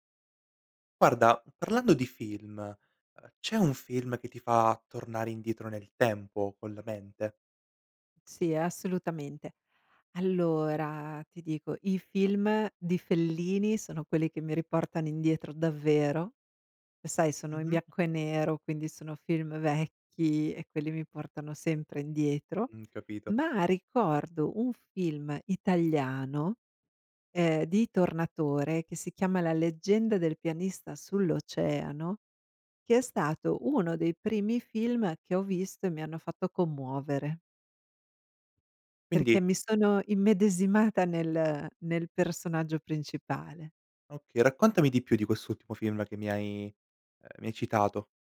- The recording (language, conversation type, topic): Italian, podcast, Quale film ti fa tornare subito indietro nel tempo?
- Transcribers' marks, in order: none